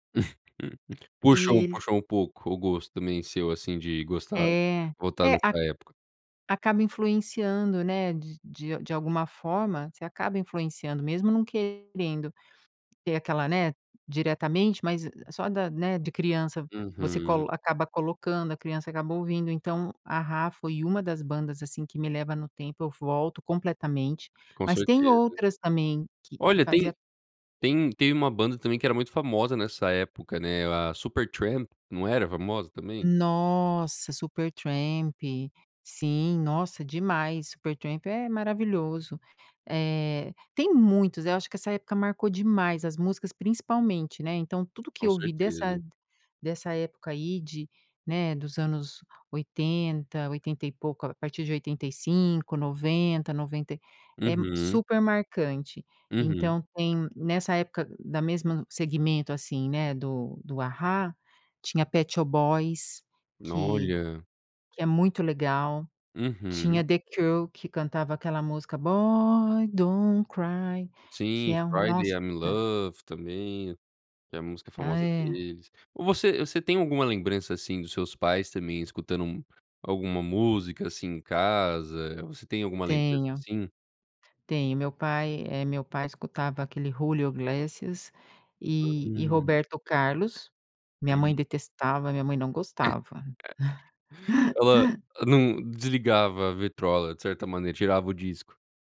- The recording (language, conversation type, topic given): Portuguese, podcast, Qual música antiga sempre te faz voltar no tempo?
- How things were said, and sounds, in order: laugh; tapping; singing: "Boy don't cry"; other background noise; laugh; laugh